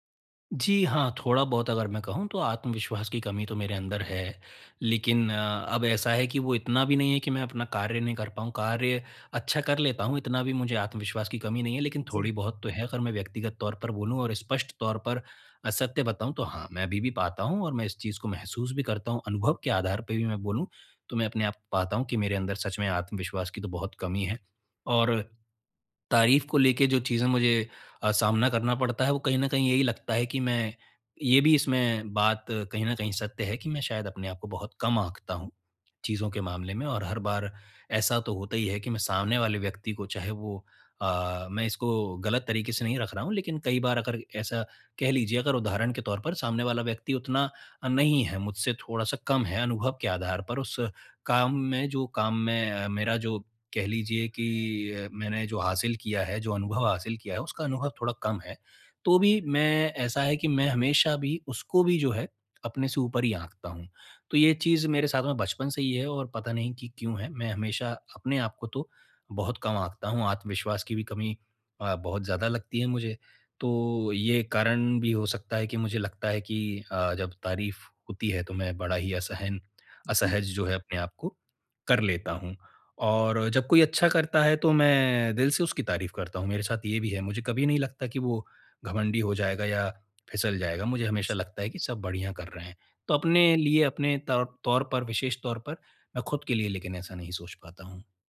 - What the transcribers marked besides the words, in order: other background noise
- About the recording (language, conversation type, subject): Hindi, advice, तारीफ मिलने पर असहजता कैसे दूर करें?